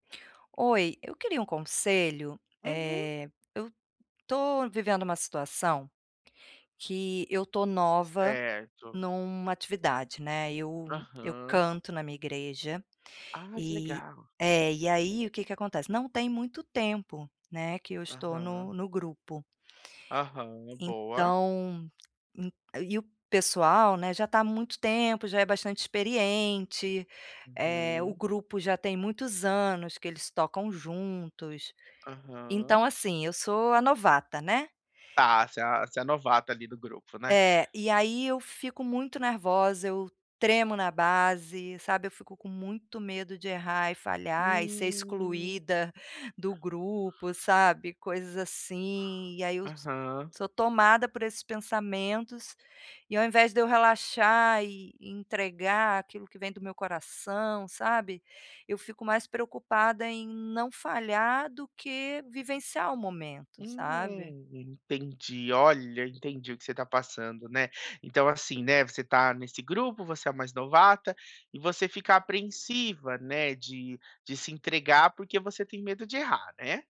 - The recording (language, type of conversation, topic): Portuguese, advice, Como posso agir apesar da apreensão e do medo de falhar?
- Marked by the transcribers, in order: none